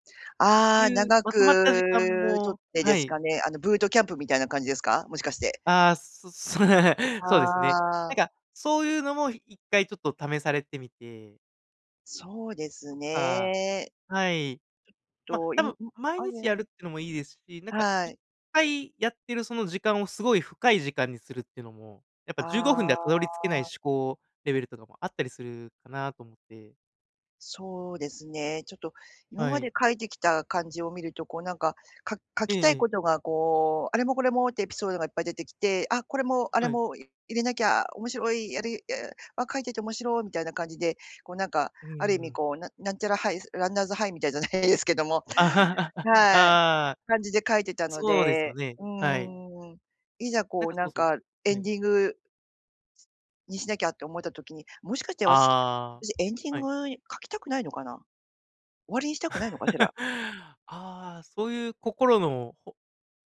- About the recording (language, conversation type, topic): Japanese, advice, 毎日短時間でも創作を続けられないのはなぜですか？
- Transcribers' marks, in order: laughing while speaking: "そっそね"; laugh; laugh